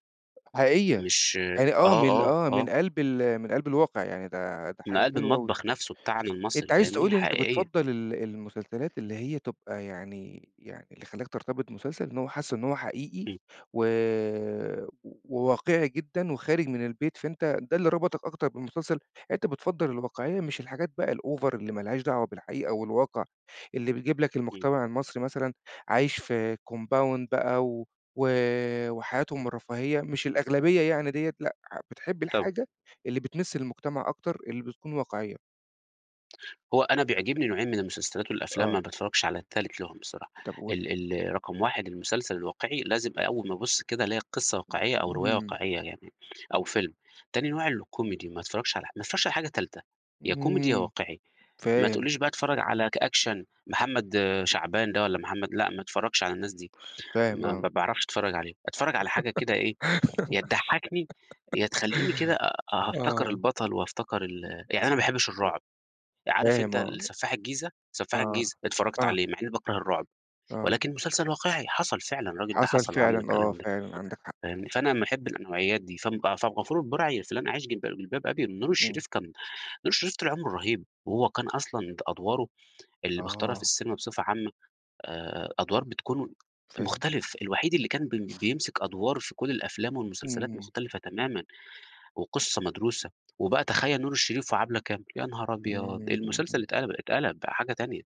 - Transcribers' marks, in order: in English: "الover"; in English: "compound"; tapping; in English: "action"; giggle
- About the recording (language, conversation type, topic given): Arabic, podcast, إيه المسلسل اللي ماقدرتش تفوّت ولا حلقة منه؟